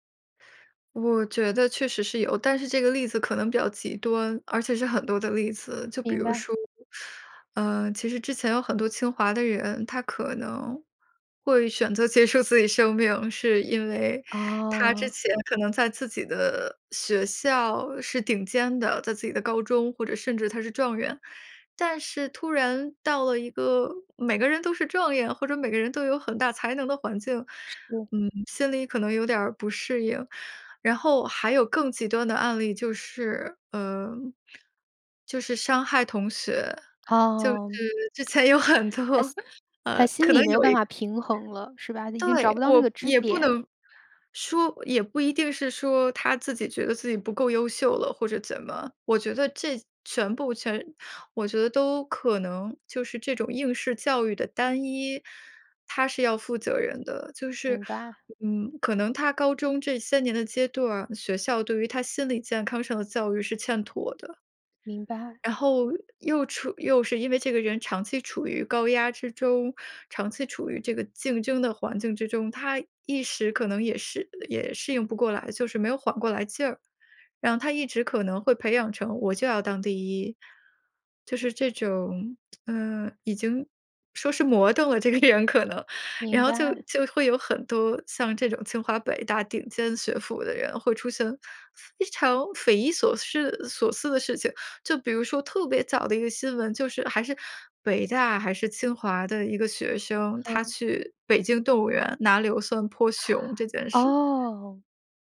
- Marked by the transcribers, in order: laughing while speaking: "之前有很多"; "怔" said as "斗"; laughing while speaking: "这个人可能"
- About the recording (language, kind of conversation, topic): Chinese, podcast, 你怎么看待考试和测验的作用？